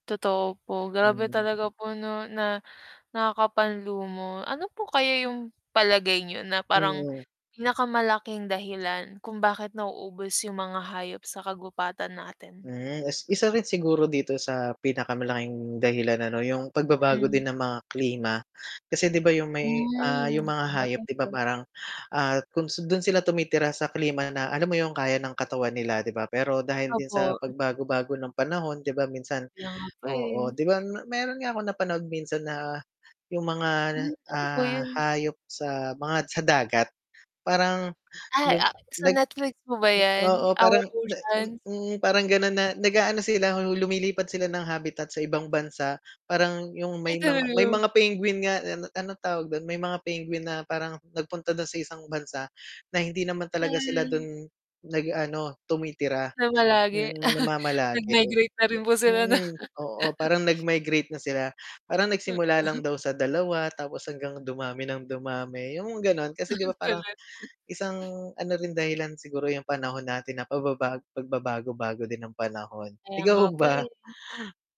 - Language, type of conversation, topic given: Filipino, unstructured, Ano ang nararamdaman mo kapag nalalaman mong nauubos ang mga hayop sa kagubatan?
- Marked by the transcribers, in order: static; tapping; distorted speech; other background noise; unintelligible speech; chuckle; chuckle; cough; chuckle; laughing while speaking: "ikaw ba?"